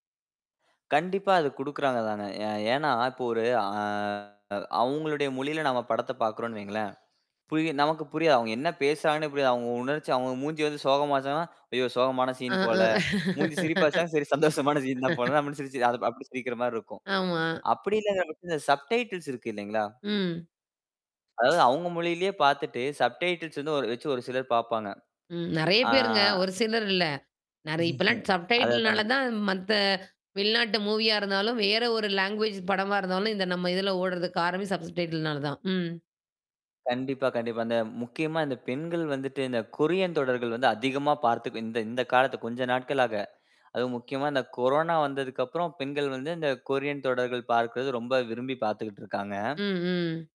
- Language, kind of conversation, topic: Tamil, podcast, வெளிநாட்டு தொடர்கள் தமிழில் டப் செய்யப்படும்போது அதில் என்னென்ன மாற்றங்கள் ஏற்படுகின்றன?
- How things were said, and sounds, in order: distorted speech; bird; laughing while speaking: "சந்தோஷமான சீன் தான் போல"; laugh; in English: "சப்டைட்டில்ஸ்"; other background noise; in English: "சப்டைட்டில்ஸ்"; drawn out: "ஆ"; laugh; in English: "சப்டைட்டில்னால"; in English: "லாங்வேஜ்"; in English: "சப்ஸ்டைட்டில்னால"; "சப்டைட்டில்னால" said as "சப்ஸ்டைட்டில்னால"